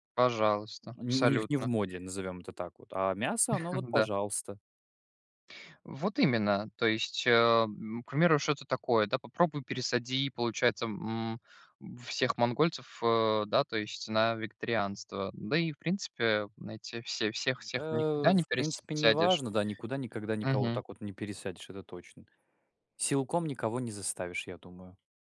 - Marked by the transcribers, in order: chuckle
- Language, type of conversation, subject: Russian, unstructured, Почему многие считают, что вегетарианство навязывается обществу?